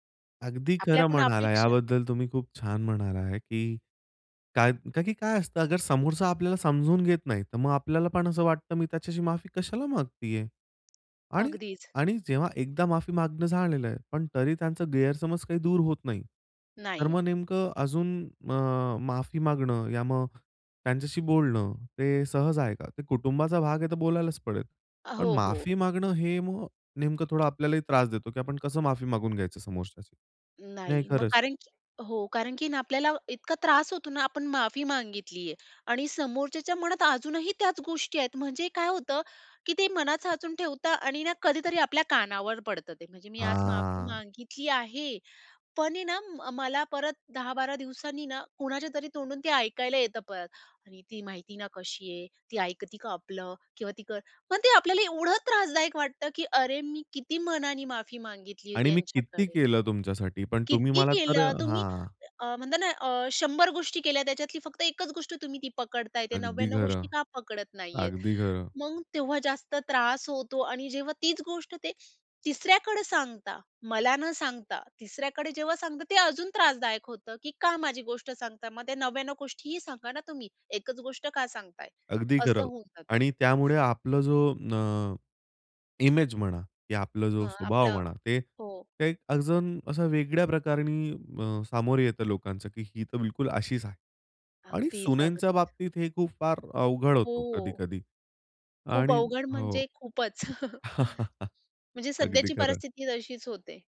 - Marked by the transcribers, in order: tapping; drawn out: "हां"; other background noise; put-on voice: "ती माहिती ना कशी आहे? ती ऐकते का आपलं? किंवा ती कर"; chuckle
- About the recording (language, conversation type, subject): Marathi, podcast, माफीनंतरही काही गैरसमज कायम राहतात का?